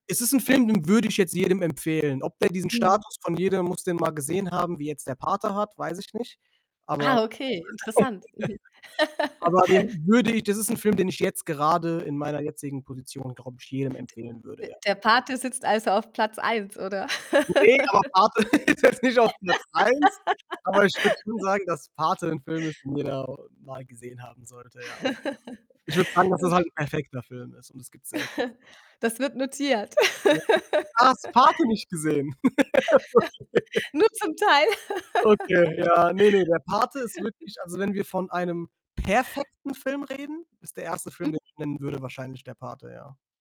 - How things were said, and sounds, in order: distorted speech; chuckle; laugh; laugh; laughing while speaking: "ist jetzt nicht"; laugh; laugh; other background noise; chuckle; laugh; laughing while speaking: "Okay"; laugh; stressed: "perfekten"
- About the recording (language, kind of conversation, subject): German, podcast, Welcher Film hat dich besonders bewegt?